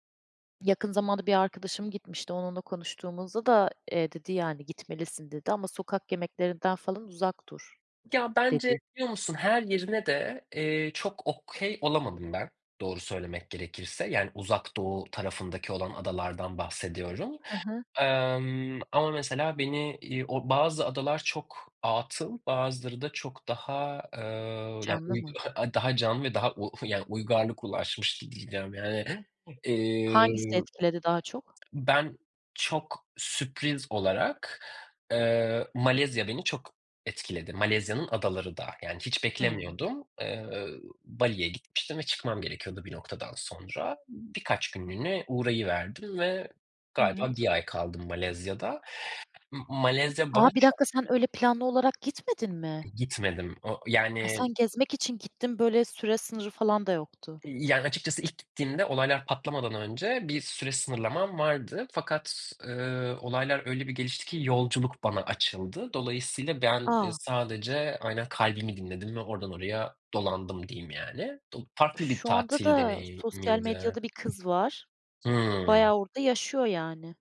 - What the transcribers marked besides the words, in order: in English: "okay"; tapping; other background noise; surprised: "A, bir dakika, sen öyle planlı olarak gitmedin mi?"
- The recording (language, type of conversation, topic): Turkish, unstructured, Doğa tatilleri mi yoksa şehir tatilleri mi sana daha çekici geliyor?
- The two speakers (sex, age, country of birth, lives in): female, 30-34, Turkey, Germany; male, 35-39, Turkey, Germany